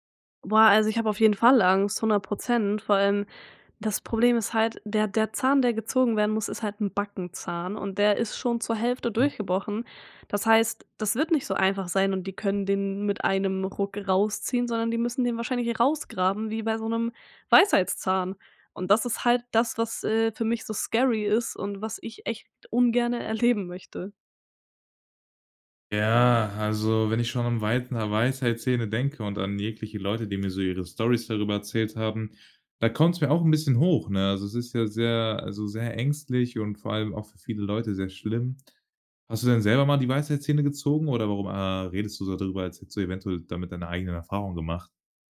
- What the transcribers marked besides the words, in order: in English: "scary"; other background noise
- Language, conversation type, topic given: German, podcast, Kannst du von einer Situation erzählen, in der du etwas verlernen musstest?